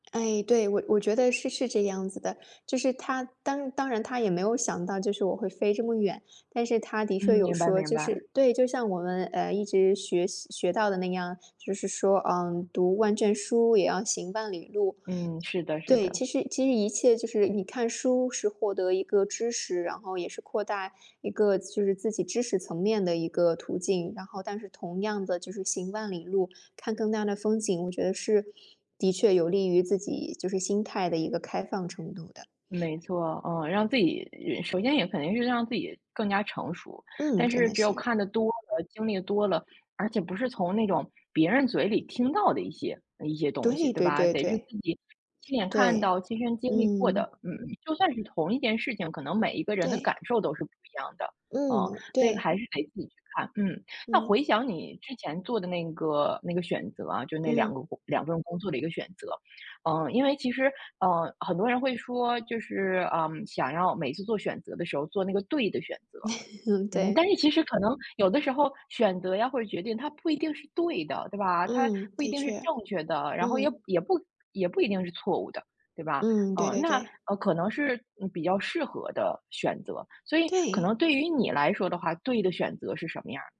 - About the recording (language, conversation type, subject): Chinese, podcast, 有什么小技巧能帮你更快做出决定？
- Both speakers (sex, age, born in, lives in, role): female, 25-29, China, Netherlands, guest; female, 35-39, China, United States, host
- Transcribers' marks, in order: tapping; other background noise; laugh